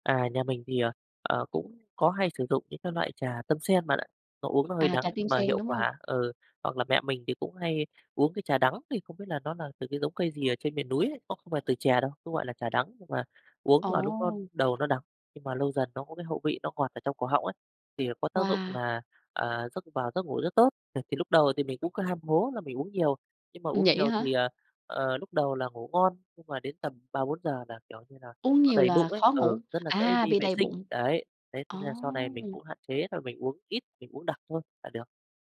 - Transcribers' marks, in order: none
- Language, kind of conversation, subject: Vietnamese, podcast, Bạn làm gì để ngủ ngon hơn vào buổi tối?